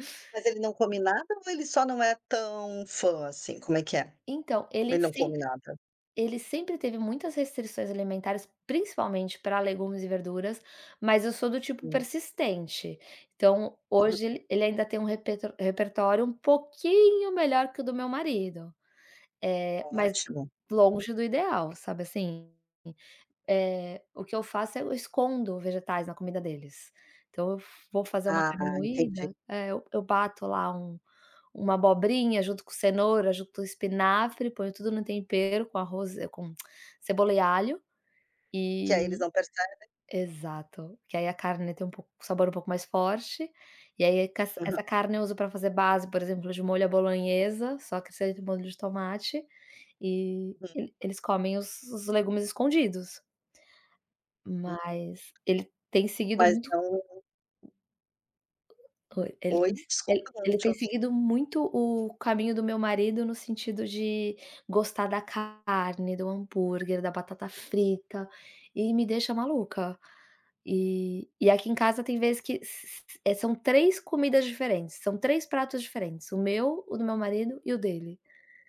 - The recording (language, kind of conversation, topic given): Portuguese, advice, Como é morar com um parceiro que tem hábitos alimentares opostos?
- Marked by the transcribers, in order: tapping; other background noise; tongue click